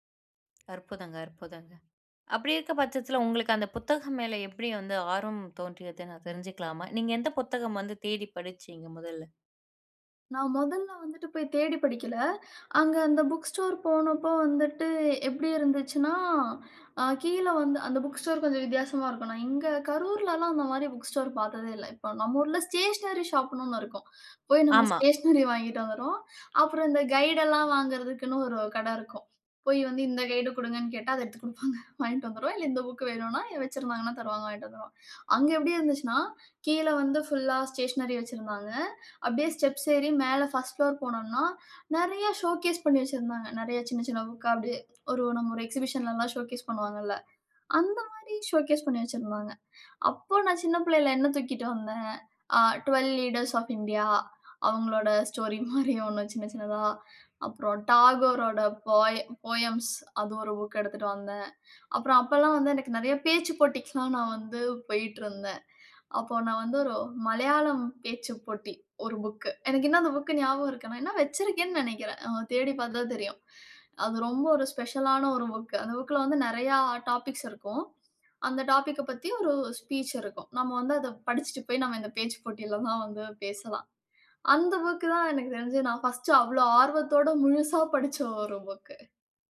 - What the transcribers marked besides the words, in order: other noise; inhale; in English: "புக் ஸ்டோர்"; inhale; in English: "புக் ஸ்டோர்"; in English: "புக் ஸ்டோர்"; in English: "ஸ்டேஷனரி ஷாப்ன்னு"; inhale; laughing while speaking: "நம்ம ஸ்டேஷனரி வாங்கிக்கிட்டு வந்துருவோம்"; in English: "ஸ்டேஷனரி"; laughing while speaking: "எடுத்துக் குடுப்பாங்க"; inhale; in English: "ஃபுல்லா ஸ்டேஷனரி"; inhale; in English: "ஷோகேஸ்"; other background noise; in English: "எக்ஸிபிஷன்லலாம் ஷோகேஸ்"; in English: "ஷோகேஸ்"; inhale; chuckle; inhale; in English: "ஃபோயம்ஸ்"; inhale; inhale; inhale; in English: "ஸ்பீச்"; chuckle; inhale; joyful: "அந்த புக் தான் எனக்கு தெரிஞ்சு … படிச்ச ஒரு புக்கு"
- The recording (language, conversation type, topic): Tamil, podcast, நீங்கள் முதல் முறையாக நூலகத்திற்குச் சென்றபோது அந்த அனுபவம் எப்படி இருந்தது?